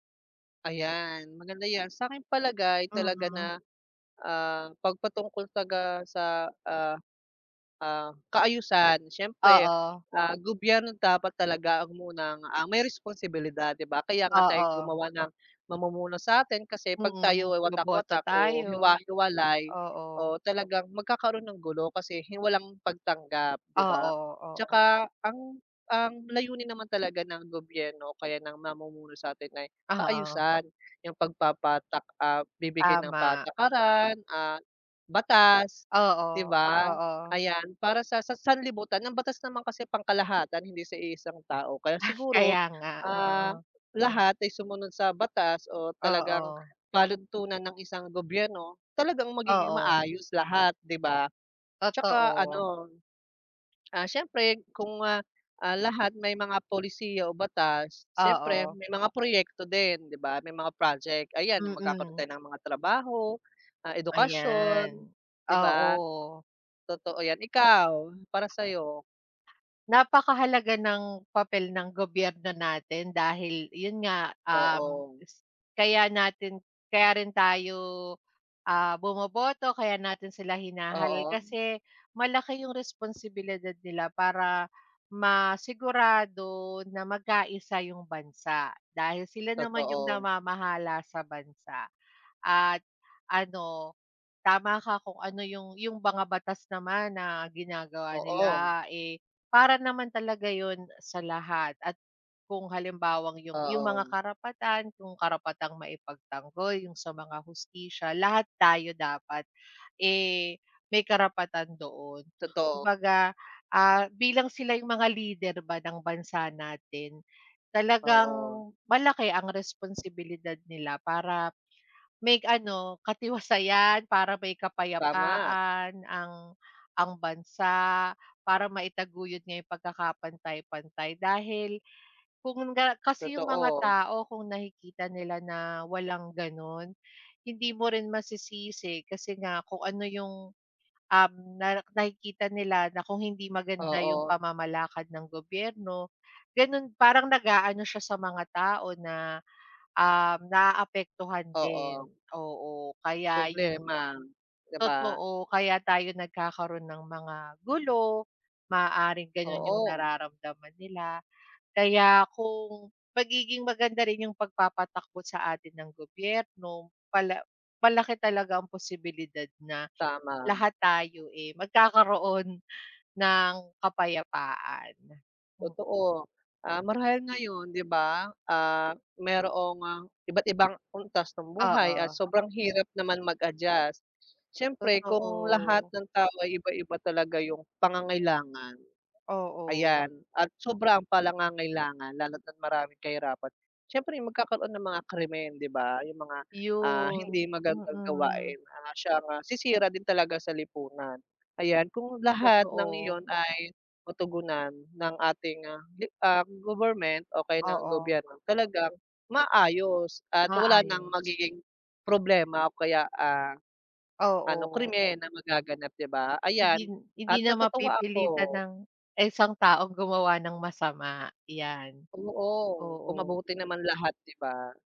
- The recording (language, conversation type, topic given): Filipino, unstructured, Paano mo maipapaliwanag ang kahalagahan ng pagkakapantay-pantay sa lipunan?
- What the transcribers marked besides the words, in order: other background noise; tapping; chuckle; "pangangailangan" said as "palangangailangan"